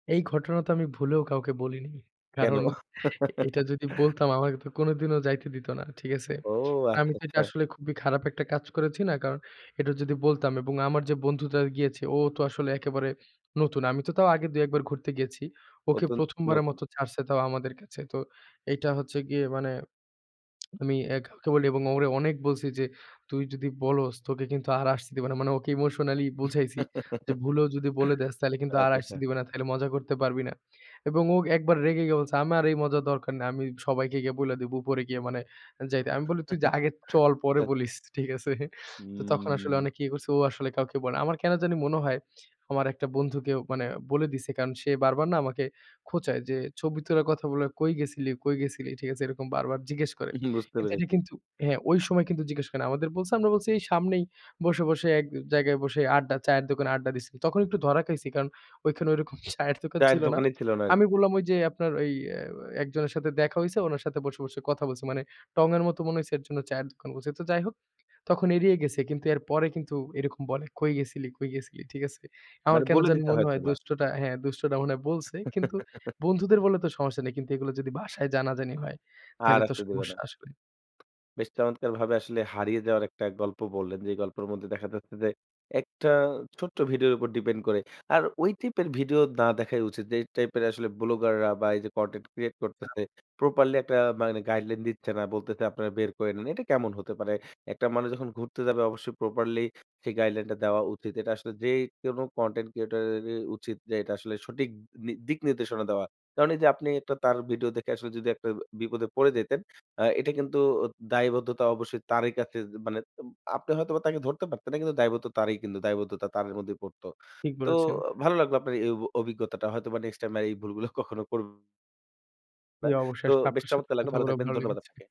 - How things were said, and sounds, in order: laugh; tsk; in English: "emotionally"; laugh; laughing while speaking: "ঠিক আছে?"; chuckle; laughing while speaking: "ওরকম চায়ের দোকান ছিল না"; chuckle; tapping; "ব্লগার" said as "ব্লুগারা"; other noise; in English: "guideline"
- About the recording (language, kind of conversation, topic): Bengali, podcast, আপনি কি কখনও কোথাও হারিয়ে গিয়েছিলেন, আর তারপর কী ঘটেছিল?